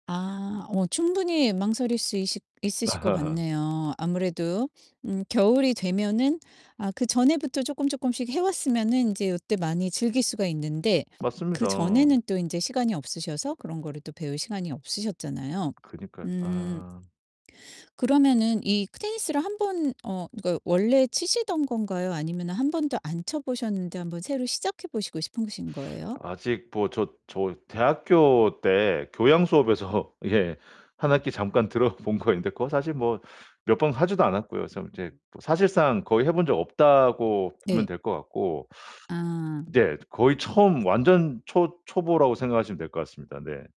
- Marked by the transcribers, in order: static; tapping; laughing while speaking: "교양수업에서 예"; laughing while speaking: "들어본 거"
- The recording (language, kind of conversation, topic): Korean, advice, 시간이 부족해서 취미에 시간을 쓰지 못해 좌절할 때 어떻게 하면 좋을까요?